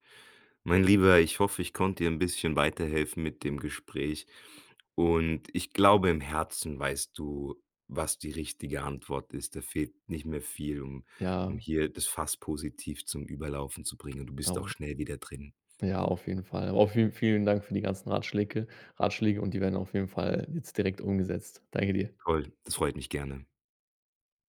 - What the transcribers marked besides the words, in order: other background noise; tapping
- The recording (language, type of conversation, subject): German, advice, Wie kann ich mit einem schlechten Gewissen umgehen, wenn ich wegen der Arbeit Trainingseinheiten verpasse?